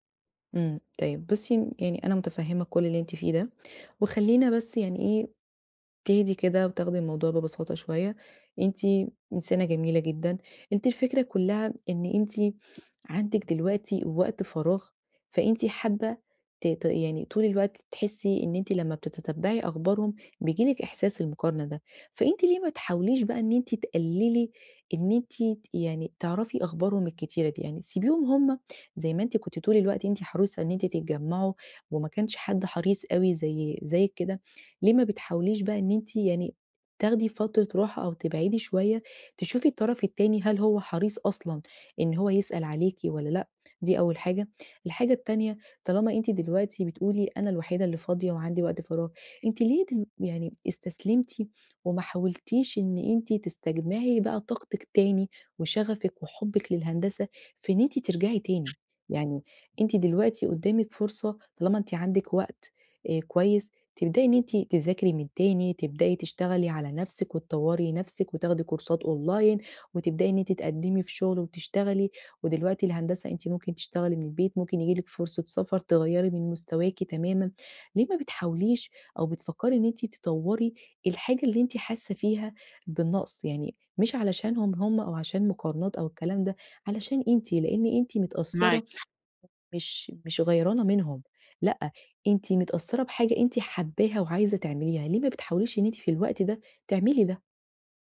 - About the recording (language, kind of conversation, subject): Arabic, advice, إزاي أبطّل أقارن نفسي على طول بنجاحات صحابي من غير ما ده يأثر على علاقتي بيهم؟
- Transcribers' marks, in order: tapping; other background noise; in English: "كورسات أونلاين"